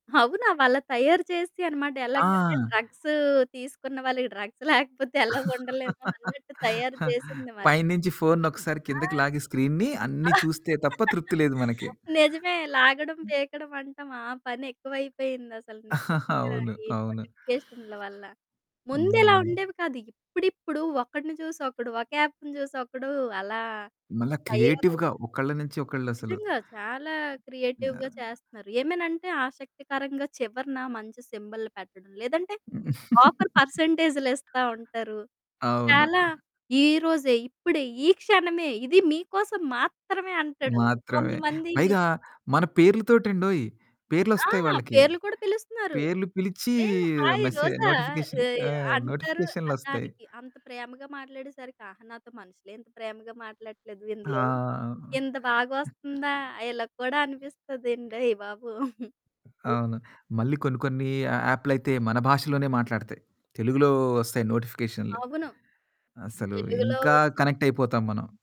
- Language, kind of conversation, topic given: Telugu, podcast, నోటిఫికేషన్లు మీ ఏకాగ్రతను ఎలా చెడగొడుతున్నాయి?
- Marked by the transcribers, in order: static; in English: "డ్రగ్స్"; in English: "డ్రగ్స్"; laugh; in English: "స్క్రీన్‌ని"; laugh; other background noise; distorted speech; chuckle; in English: "యాప్‌ని"; in English: "క్రియేటివ్‌గా"; in English: "క్రియేటివ్‌గా"; unintelligible speech; giggle; in English: "ఆఫర్ పర్సెంటేజ్‌లిస్తా"; in English: "నోటిఫికేషన్"; chuckle; in English: "కనెక్ట్"